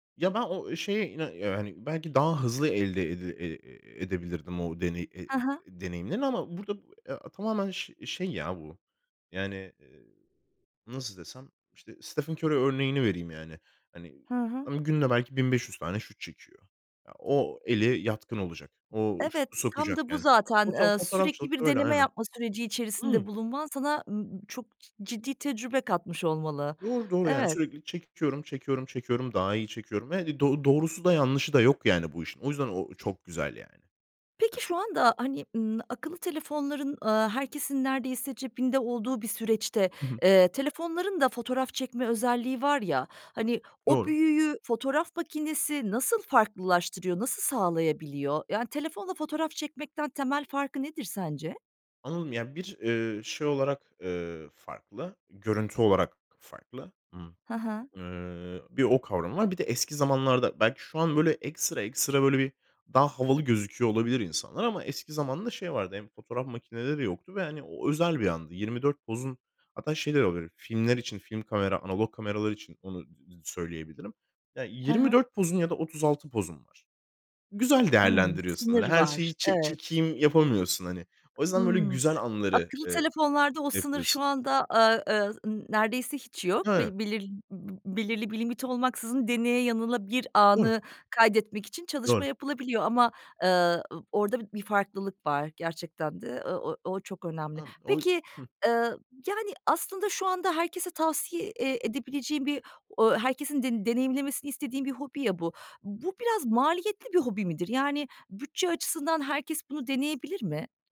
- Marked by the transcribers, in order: tapping; other background noise
- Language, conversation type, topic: Turkish, podcast, Herkesin denemesini istediğin bir hobi var mı, neden?